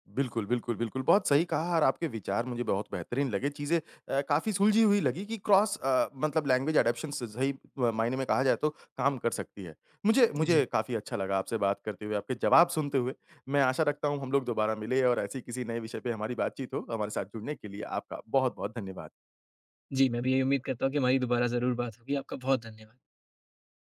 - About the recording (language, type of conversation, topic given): Hindi, podcast, क्या रीमेक मूल कृति से बेहतर हो सकते हैं?
- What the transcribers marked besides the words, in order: in English: "क्रॉस"; in English: "लैंग्वेज अडॉप्शंस"